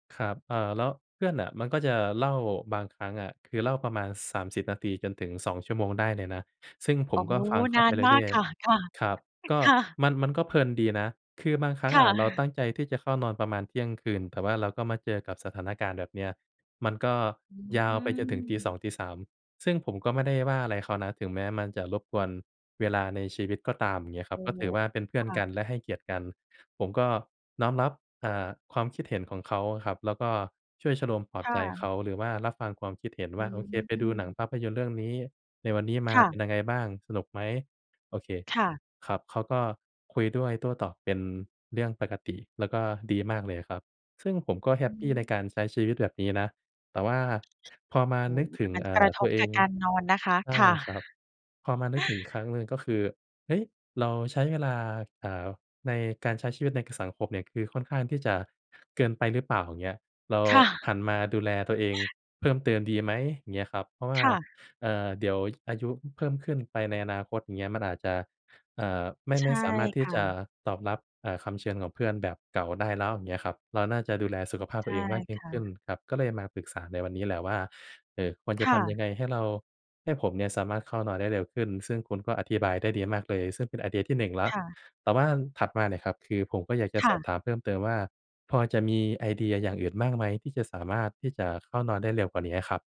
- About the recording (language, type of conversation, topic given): Thai, advice, อยากฝึกนอนให้เป็นเวลาแต่ใช้เวลาก่อนนอนกับหน้าจอจนดึก
- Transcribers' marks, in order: chuckle; other background noise; chuckle